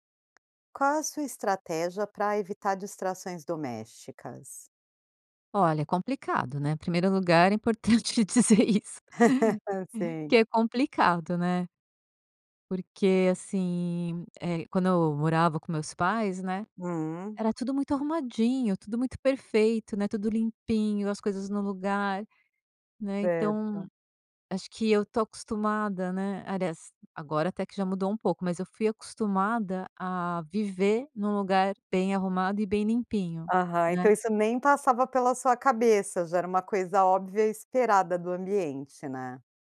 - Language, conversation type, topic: Portuguese, podcast, Como você evita distrações domésticas quando precisa se concentrar em casa?
- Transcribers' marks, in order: tapping; laughing while speaking: "é importante dizer isso"; chuckle